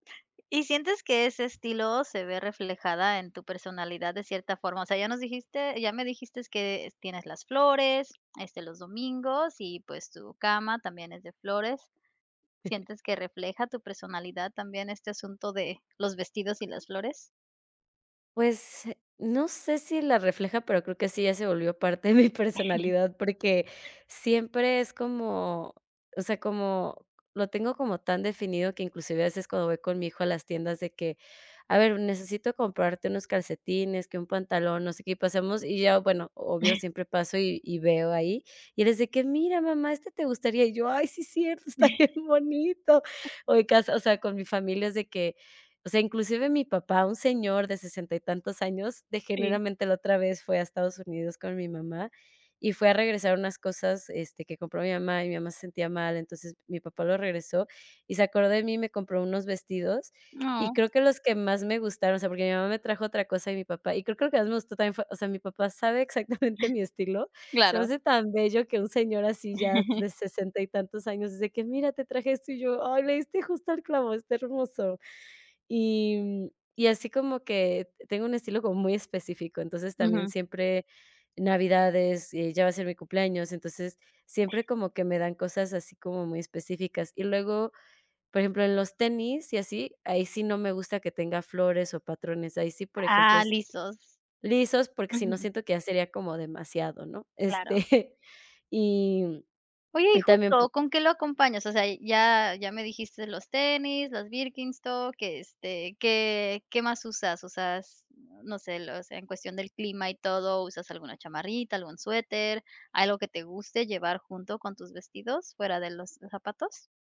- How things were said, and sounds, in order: chuckle; laughing while speaking: "de mi"; chuckle; other background noise; chuckle; joyful: "Ay sí cierto, está bien bonito"; laughing while speaking: "Ay sí cierto, está bien bonito"; chuckle; other noise; chuckle; laughing while speaking: "exactamente"; chuckle; chuckle
- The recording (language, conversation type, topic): Spanish, podcast, ¿Cómo describirías tu estilo personal?